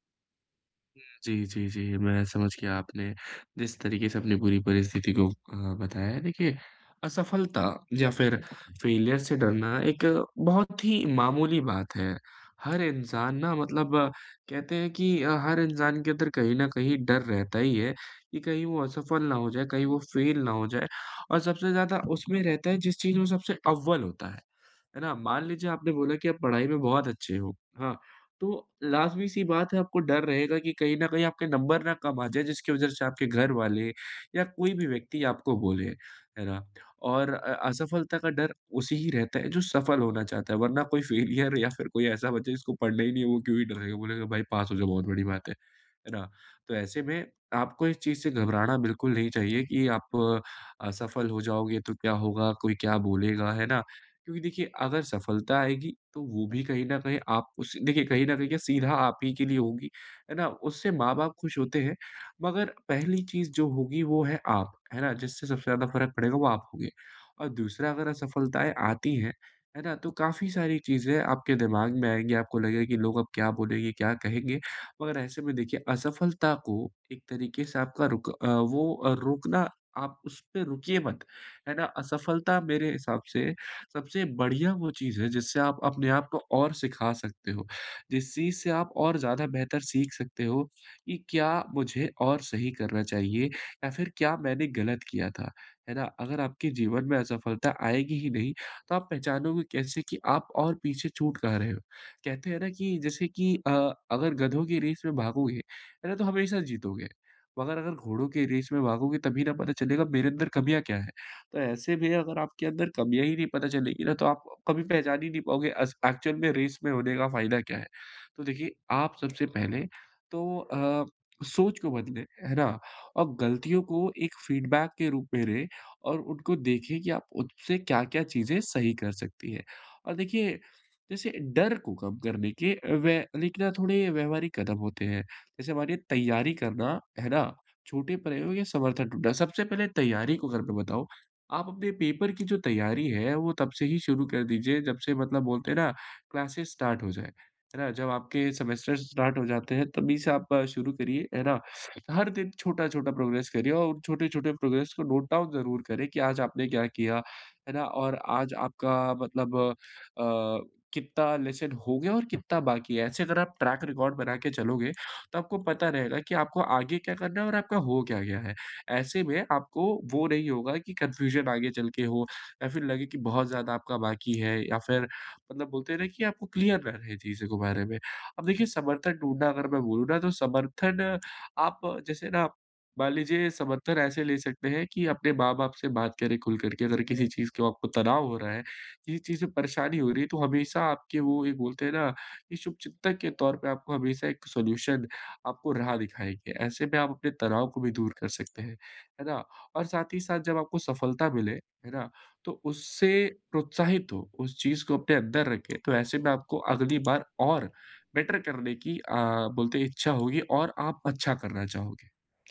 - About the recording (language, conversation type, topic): Hindi, advice, असफलता के डर को दूर करके मैं आगे बढ़ते हुए कैसे सीख सकता/सकती हूँ?
- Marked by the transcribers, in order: in English: "फ़ेलियर"; laughing while speaking: "फ़ेलियर या फिर कोई ऐसा … क्यों ही डरेगा"; in English: "फ़ेलियर"; in English: "रेस"; in English: "रेस"; in English: "एक्चुअल"; in English: "रेस"; in English: "फीडबैक"; in English: "पेपर"; in English: "क्लासेज़ स्टार्ट"; in English: "सेमेस्टर्स स्टार्ट"; in English: "प्रोग्रेस"; in English: "प्रोग्रेस"; in English: "नोट डाउन"; in English: "लेसन"; in English: "ट्रैक रिकॉर्ड"; in English: "कन्फ्यूज़न"; in English: "क्लियर"; in English: "सॉल्यूशन"; in English: "बेटर"